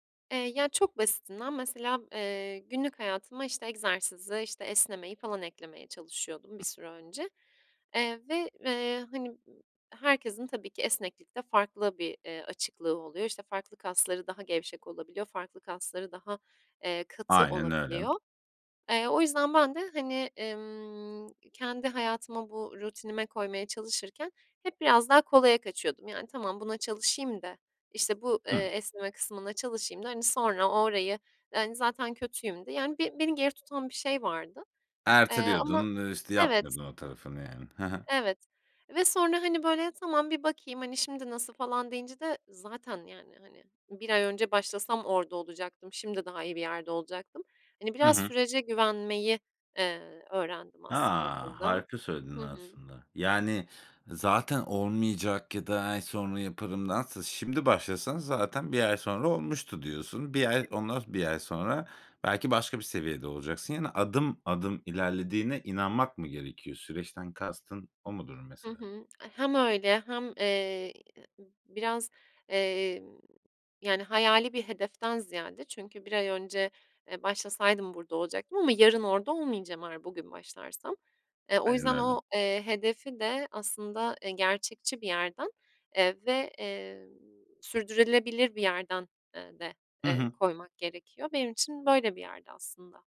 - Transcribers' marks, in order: unintelligible speech; other background noise; other noise; lip smack
- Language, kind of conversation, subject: Turkish, podcast, En doğru olanı beklemek seni durdurur mu?